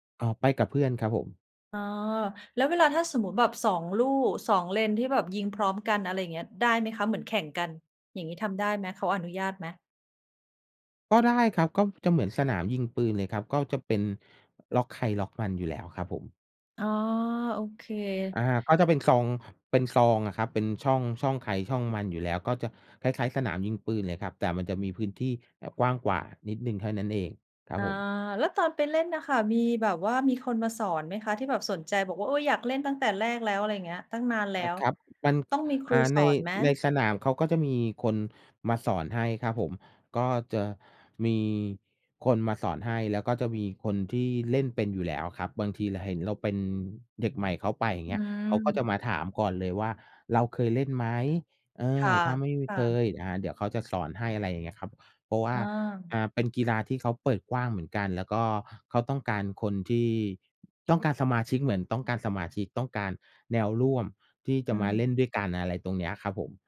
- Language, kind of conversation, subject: Thai, unstructured, คุณเคยลองเล่นกีฬาที่ท้าทายมากกว่าที่เคยคิดไหม?
- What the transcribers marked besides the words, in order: other background noise